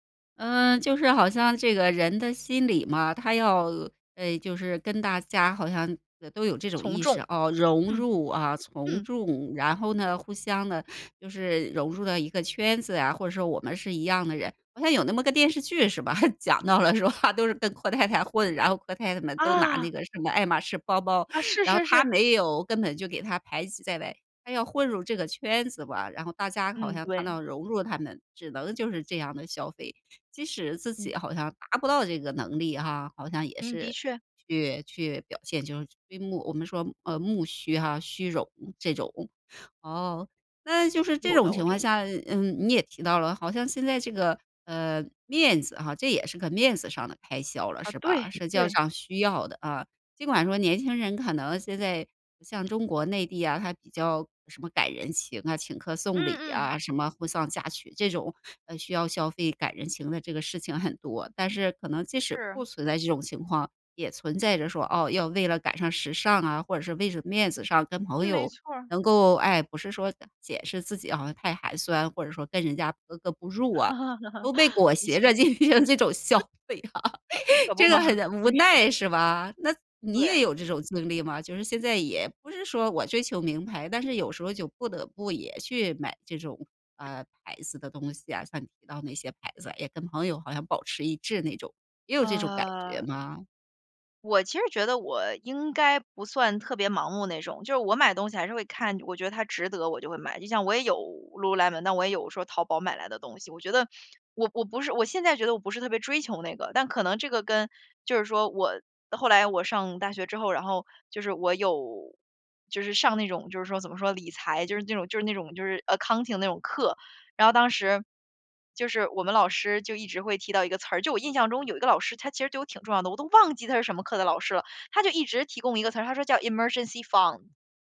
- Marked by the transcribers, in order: chuckle; laughing while speaking: "讲到了说啊，都是跟阔太 … 包，然后她没有"; surprised: "啊"; "要" said as "闹"; other background noise; laugh; laughing while speaking: "进行这种消费啊"; laugh; joyful: "这个很无奈是吧？"; joyful: "可不嘛。真是"; anticipating: "那你也有这种经历吗？"; in English: "Accounting"; stressed: "忘记"; in English: "Emergency fund"
- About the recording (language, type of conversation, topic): Chinese, podcast, 你会如何权衡存钱和即时消费？